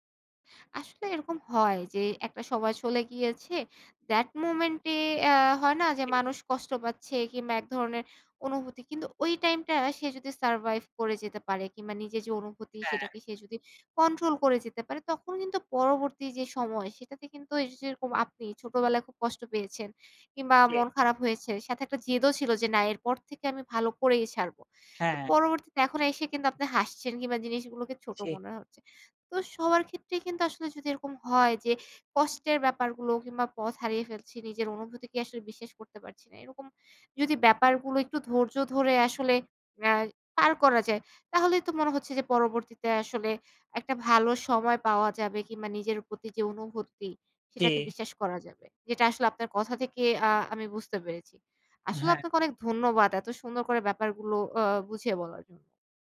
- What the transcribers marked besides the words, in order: tapping; unintelligible speech
- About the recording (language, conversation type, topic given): Bengali, podcast, নিজের অনুভূতিকে কখন বিশ্বাস করবেন, আর কখন সন্দেহ করবেন?
- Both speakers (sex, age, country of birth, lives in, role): female, 25-29, Bangladesh, Bangladesh, host; male, 20-24, Bangladesh, Bangladesh, guest